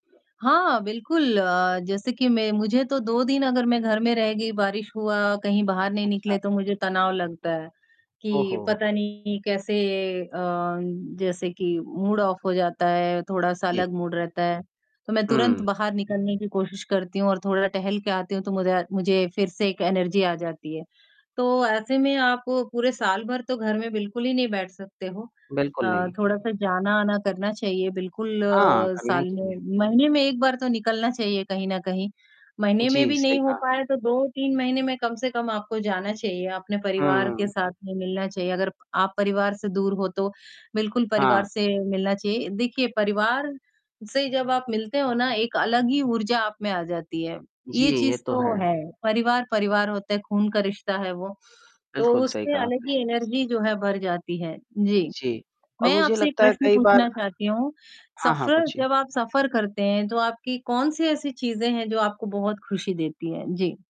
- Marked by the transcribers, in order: distorted speech; static; in English: "मूड ऑफ़"; in English: "मूड"; in English: "एनर्जी"; in English: "अलग ही एनर्जी"
- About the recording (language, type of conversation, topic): Hindi, unstructured, सफ़र के दौरान आपको किस बात से सबसे ज़्यादा खुशी मिलती है?